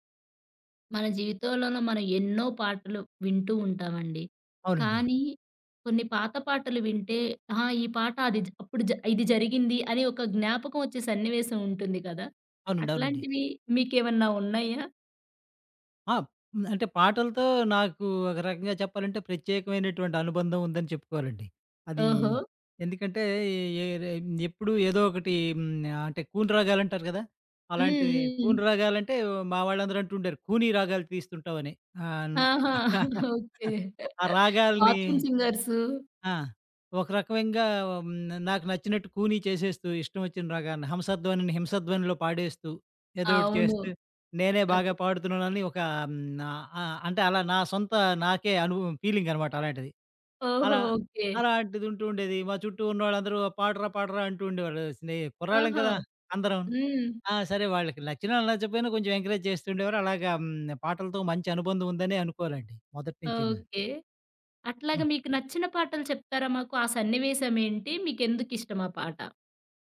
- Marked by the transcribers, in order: tapping; giggle; lip smack; other background noise; giggle; laughing while speaking: "ఆహా! ఓకే"; in English: "బాత్రూమ్"; in English: "ఎంకరేజ్"
- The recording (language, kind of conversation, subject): Telugu, podcast, పాత పాట వింటే గుర్తుకు వచ్చే ఒక్క జ్ఞాపకం ఏది?